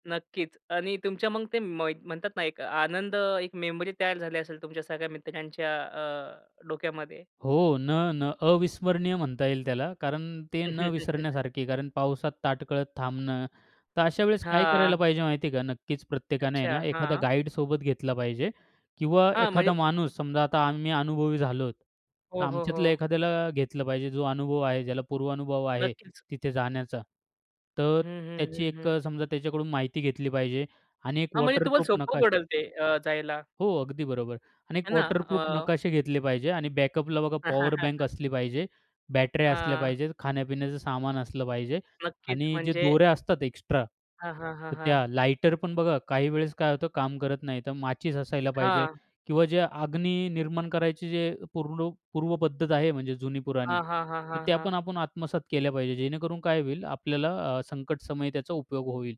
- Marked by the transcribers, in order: laugh; tapping; in English: "वॉटरप्रूफ"; in English: "वॉटरप्रूफ"; in English: "बॅकअपला"; laugh
- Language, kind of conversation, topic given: Marathi, podcast, साहसी छंद—उदा. ट्रेकिंग—तुम्हाला का आकर्षित करतात?